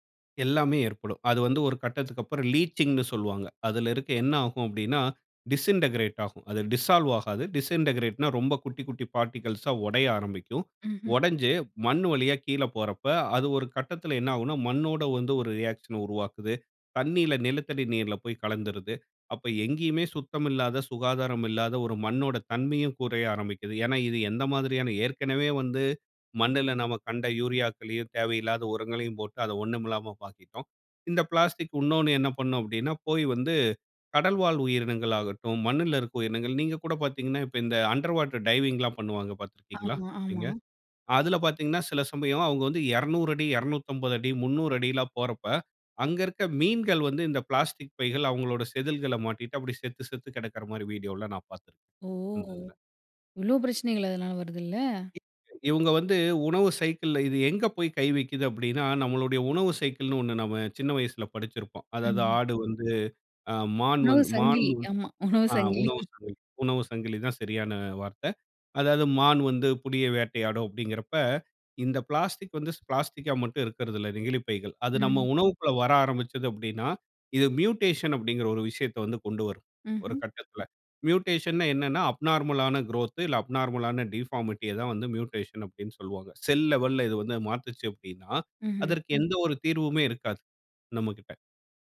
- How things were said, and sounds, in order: in English: "லீச்சிங்ன்னு"; in English: "டிஸிண்டகிரேட்"; in English: "டிசால்வ்"; in English: "டிஸிண்டகிரேட்னா"; in English: "பார்ட்டிக்கிள்ஸா"; in English: "ரியாக்ஷன"; in English: "அண்டர் வாட்டர் டைவிங்ல்லாம்"; other background noise; laughing while speaking: "உணவு சங்கிலி"; in English: "மியூட்டேஷன்"; in English: "மியூட்டேஷன்னா"; in English: "அப்நார்மலான குரோத்"; in English: "அப்நார்மலான டிஃபார்மிட்டிய"; in English: "மியூட்டேஷன்"
- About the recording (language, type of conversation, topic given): Tamil, podcast, பிளாஸ்டிக் பயன்படுத்துவதை குறைக்க தினமும் செய்யக்கூடிய எளிய மாற்றங்கள் என்னென்ன?